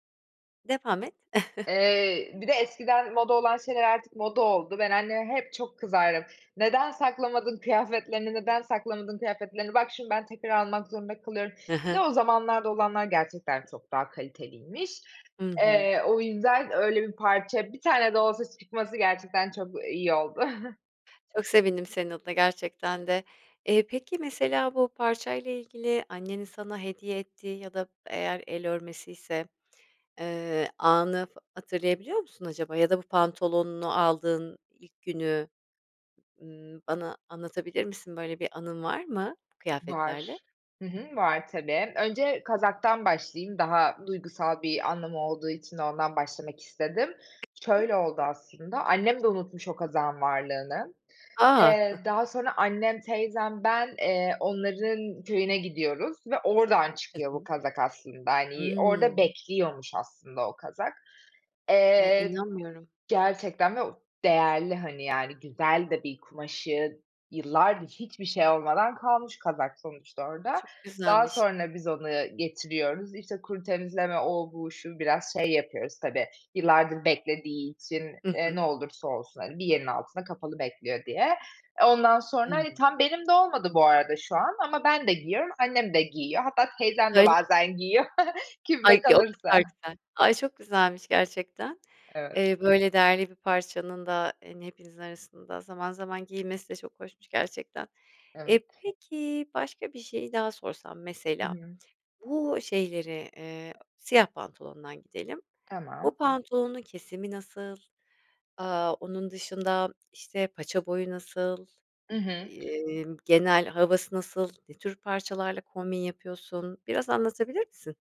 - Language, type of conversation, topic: Turkish, podcast, Gardırobunuzda vazgeçemediğiniz parça hangisi ve neden?
- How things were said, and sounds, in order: chuckle; chuckle; unintelligible speech; chuckle; chuckle; unintelligible speech; other background noise